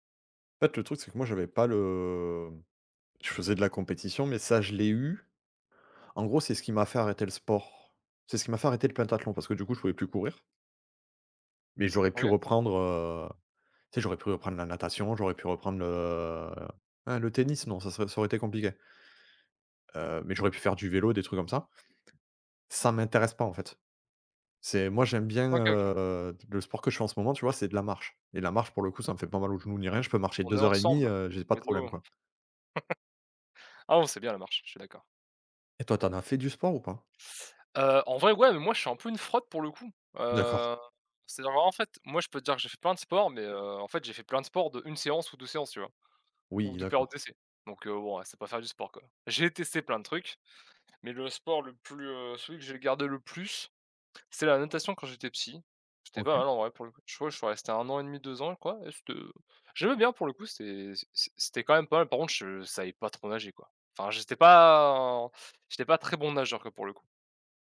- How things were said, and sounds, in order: drawn out: "le"; in English: "let's go"; other background noise; chuckle; tapping; drawn out: "pas"
- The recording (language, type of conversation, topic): French, unstructured, Comment le sport peut-il changer ta confiance en toi ?